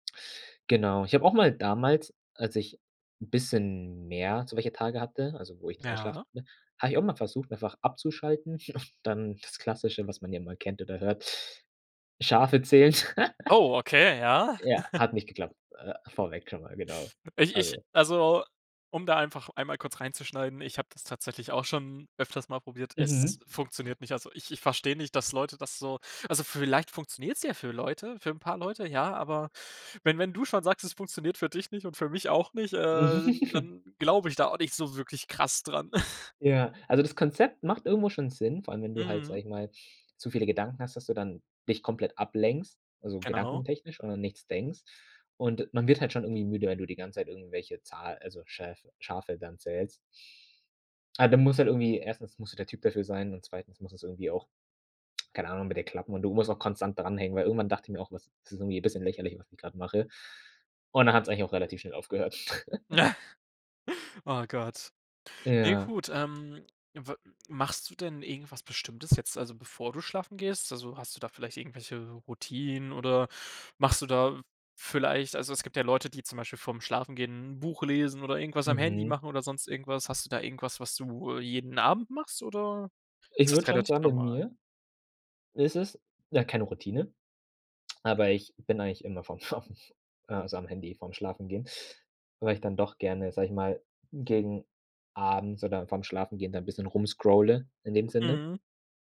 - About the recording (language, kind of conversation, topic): German, podcast, Was hilft dir beim Einschlafen, wenn du nicht zur Ruhe kommst?
- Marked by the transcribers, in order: chuckle; laugh; chuckle; other background noise; giggle; chuckle; chuckle; laugh